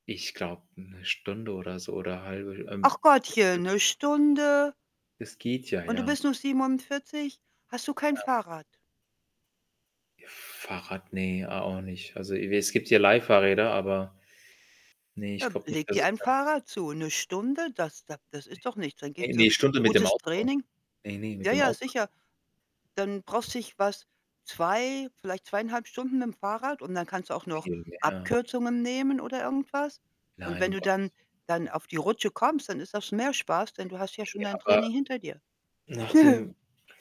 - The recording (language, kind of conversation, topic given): German, unstructured, Wie wirkt sich Sport auf die mentale Gesundheit aus?
- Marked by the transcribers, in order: static; distorted speech; unintelligible speech; other background noise; chuckle